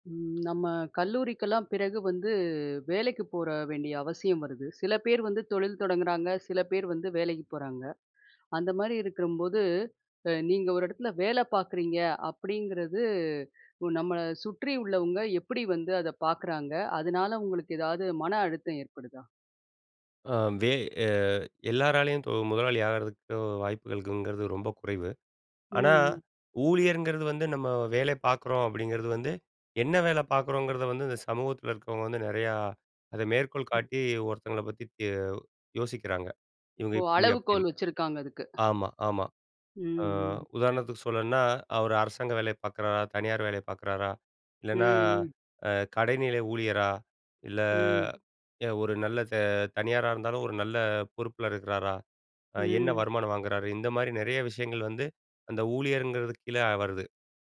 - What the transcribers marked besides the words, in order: "போக" said as "போற"
- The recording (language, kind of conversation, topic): Tamil, podcast, ஊழியர் என்ற அடையாளம் உங்களுக்கு மனஅழுத்தத்தை ஏற்படுத்துகிறதா?